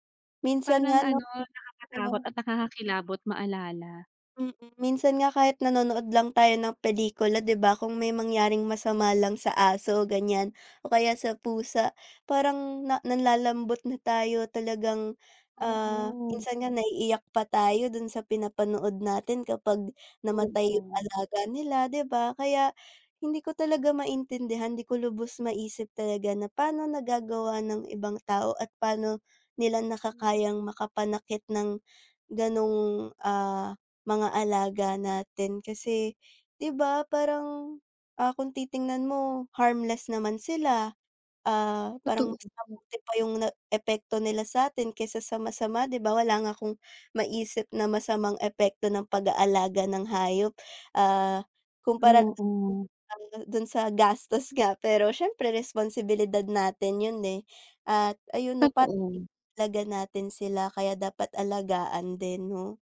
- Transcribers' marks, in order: unintelligible speech
- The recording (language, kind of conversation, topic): Filipino, unstructured, Sa tingin mo ba dapat parusahan ang mga taong nananakit ng hayop?